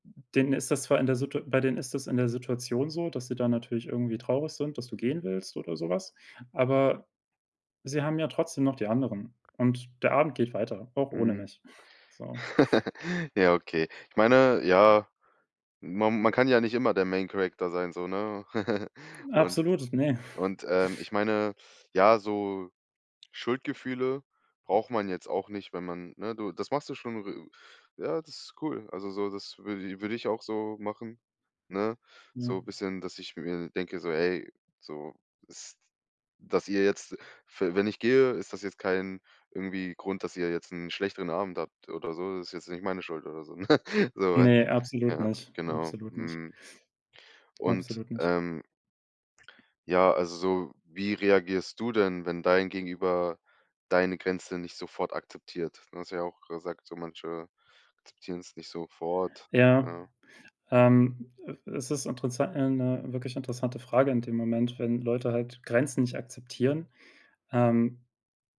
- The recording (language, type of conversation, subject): German, podcast, Wie setzt du Grenzen, ohne jemanden zu verletzen?
- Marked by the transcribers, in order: other background noise; laugh; in English: "main Character"; laugh; chuckle; laughing while speaking: "ne?"; laugh